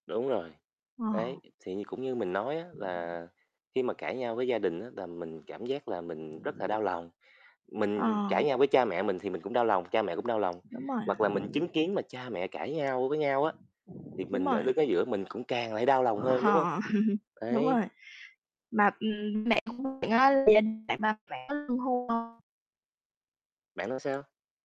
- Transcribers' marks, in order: static; tapping; other background noise; laughing while speaking: "Ờ"; chuckle; distorted speech; unintelligible speech
- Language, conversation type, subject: Vietnamese, unstructured, Gia đình bạn có thường xuyên tranh cãi về tiền bạc không?